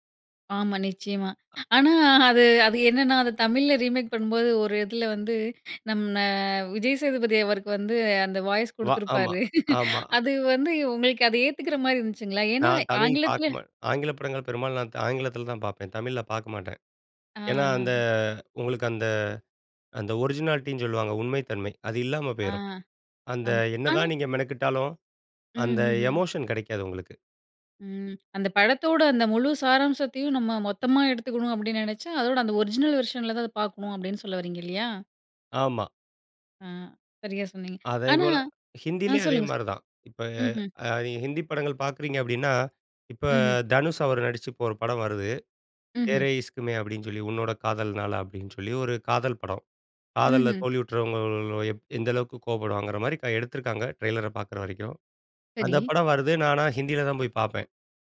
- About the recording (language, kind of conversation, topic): Tamil, podcast, புதிய மறுஉருவாக்கம் அல்லது மறுதொடக்கம் பார்ப்போதெல்லாம் உங்களுக்கு என்ன உணர்வு ஏற்படுகிறது?
- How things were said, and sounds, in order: other background noise; laughing while speaking: "குடுத்துருப்பாரு"; drawn out: "அந்த"; in English: "ஒரிஜினாலிட்டி"; other noise; in English: "ஒரிஜினல் வெர்ஷன்"; in Hindi: "தேரே இஷ்க் மெய்ன்"; "சரி" said as "சடி"